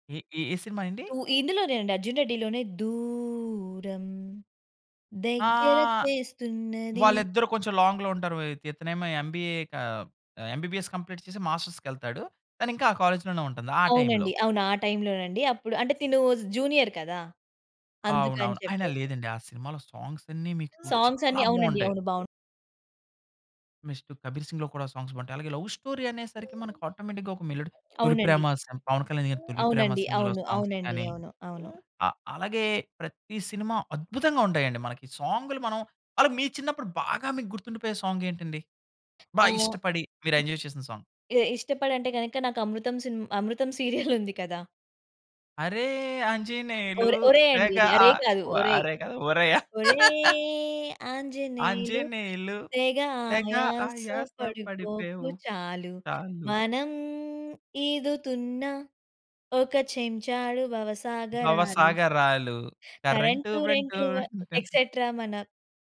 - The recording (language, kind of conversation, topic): Telugu, podcast, పిల్లల వయసులో విన్న పాటలు ఇప్పటికీ మీ మనసును ఎలా తాకుతున్నాయి?
- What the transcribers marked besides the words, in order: singing: "దూరం దెగ్గర చేస్తున్నది"; in English: "లాంగ్‌లో"; in English: "ఎంబీఏ"; in English: "ఎంబీబీఎస్ కంప్లీట్"; in English: "మాస్టర్స్‌కెళ్తాడు"; in English: "కాలేజ్‌లోనే"; in English: "టైమ్‌లో"; other background noise; in English: "జూనియర్"; in English: "సాంగ్స్"; in English: "సాంగ్స్"; stressed: "చాలా"; in English: "నెక్స్ట్"; in English: "సాంగ్స్"; in English: "లవ్ స్టోరీ"; in English: "ఆటోమేటిక్‌గా"; in English: "మెలోడీ"; in English: "సమ్"; in English: "సాంగ్స్"; in English: "సాంగ్"; other noise; in English: "ఎంజాయ్"; in English: "సాంగ్"; giggle; singing: "అరే ఆంజనేయులు తెగ ఆ"; laugh; singing: "ఆంజనేయులు తెగ ఆయాస పడిపోయావు. చాలు"; singing: "ఓరేయ్ ఆంజనేయులు తెగ ఆయాస పడిపోకు చాలు. మనం ఈదుతున్న ఒక చెంచాడు భవసాగరాలు"; singing: "భవసాగరాలు కరెంటు రెంటు"; in English: "రెంటు"; in English: "ఎక్సేట్రా"; giggle